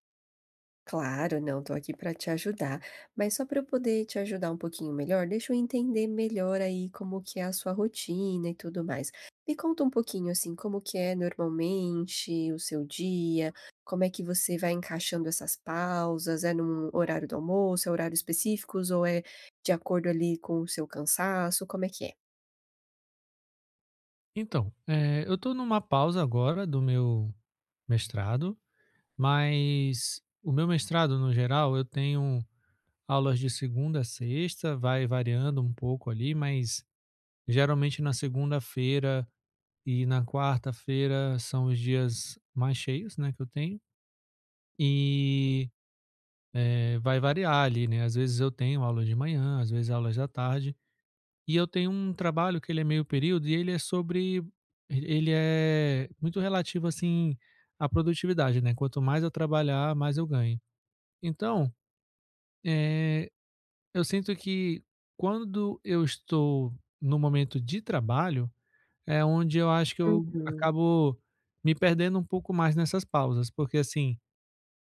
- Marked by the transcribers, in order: none
- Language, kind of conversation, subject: Portuguese, advice, Como posso equilibrar pausas e produtividade ao longo do dia?